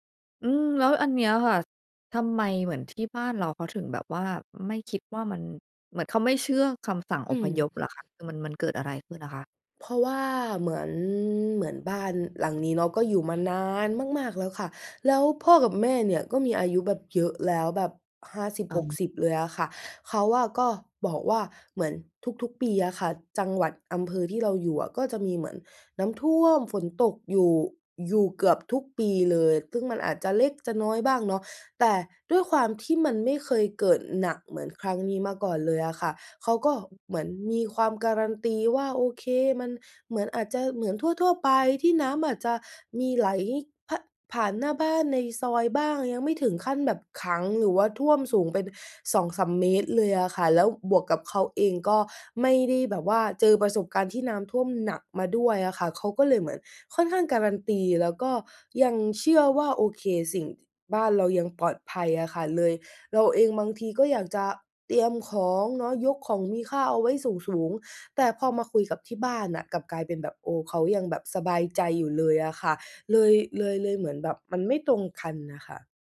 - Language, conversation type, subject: Thai, advice, ฉันควรจัดการเหตุการณ์ฉุกเฉินในครอบครัวอย่างไรเมื่อยังไม่แน่ใจและต้องรับมือกับความไม่แน่นอน?
- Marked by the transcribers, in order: other background noise